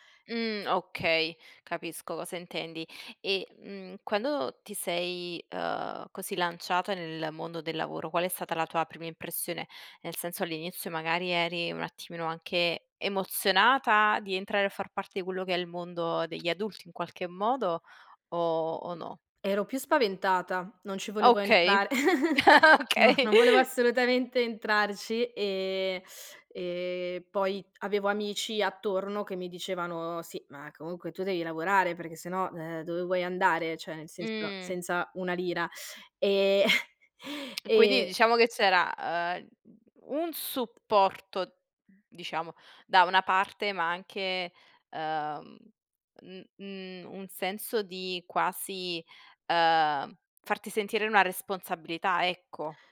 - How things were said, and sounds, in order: chuckle; laughing while speaking: "Okay"; chuckle; chuckle; tapping
- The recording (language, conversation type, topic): Italian, podcast, Come scegli tra una passione e un lavoro stabile?